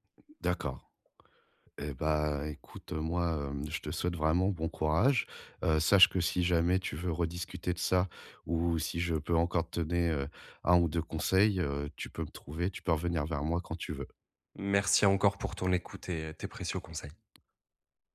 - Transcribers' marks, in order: other background noise
- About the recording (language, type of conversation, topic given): French, advice, Comment puis-je mieux gérer mon anxiété face à l’incertitude ?